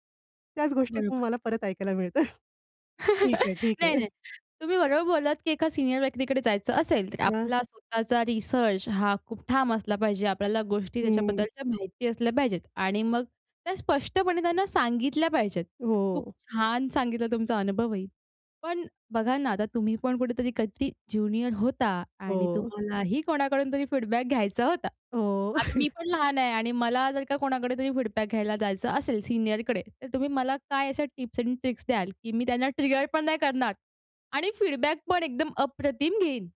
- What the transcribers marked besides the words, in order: other background noise; laughing while speaking: "मिळतं"; chuckle; tapping; in English: "फीडबॅक"; chuckle; in English: "फीडबॅक"; in English: "टिप्स एंड ट्रिक्स"; in English: "फीडबॅक"
- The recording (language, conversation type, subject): Marathi, podcast, कामाच्या ठिकाणी अभिप्राय देण्याची आणि स्वीकारण्याची चांगली पद्धत कोणती?